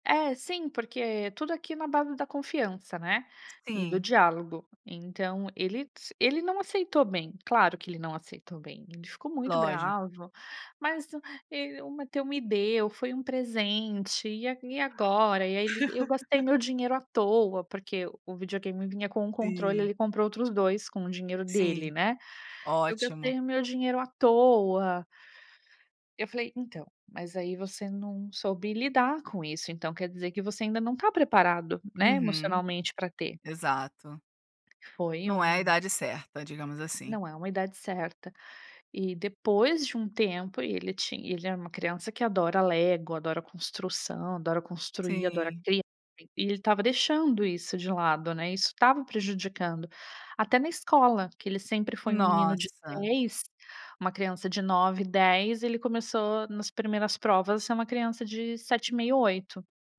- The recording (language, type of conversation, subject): Portuguese, podcast, Como você gerencia o tempo de tela na família?
- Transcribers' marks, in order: laugh; tapping